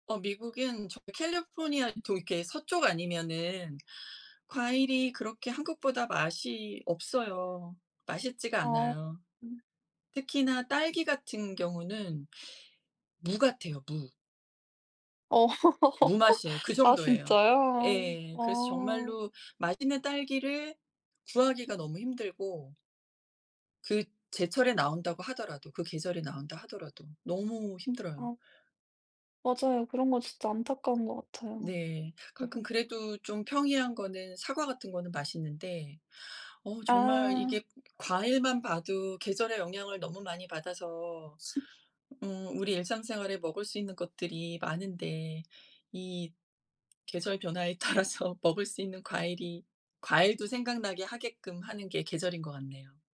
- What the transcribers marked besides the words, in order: other background noise; laughing while speaking: "어"; laugh; laugh; tapping; laughing while speaking: "따라서"
- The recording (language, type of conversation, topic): Korean, unstructured, 당신이 가장 좋아하는 계절은 언제이고, 그 이유는 무엇인가요?